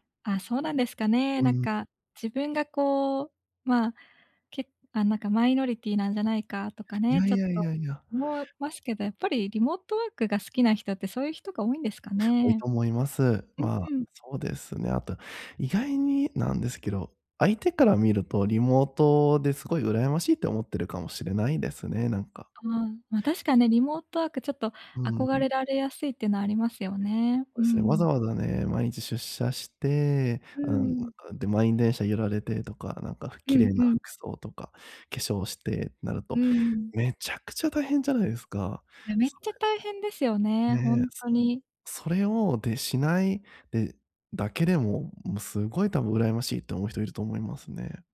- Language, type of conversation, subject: Japanese, advice, 他人と比べる癖を減らして衝動買いをやめるにはどうすればよいですか？
- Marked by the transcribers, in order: in English: "マイノリティ"; other noise